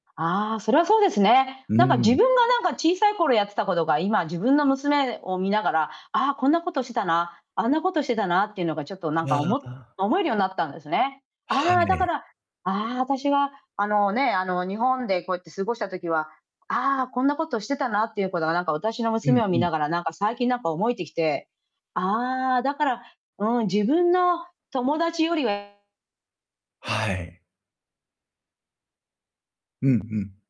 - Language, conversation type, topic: Japanese, advice, 大人になってから新しい人間関係をどう築き始めればいいですか？
- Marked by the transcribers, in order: distorted speech